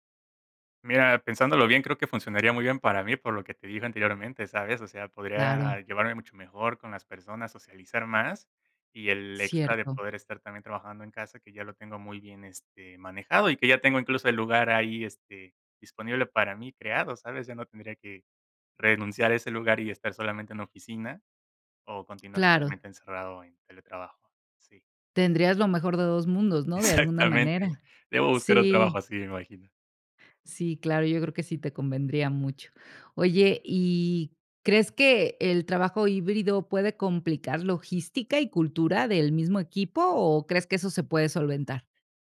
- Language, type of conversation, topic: Spanish, podcast, ¿Qué opinas del teletrabajo frente al trabajo en la oficina?
- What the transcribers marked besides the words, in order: tapping; laughing while speaking: "Exactamente"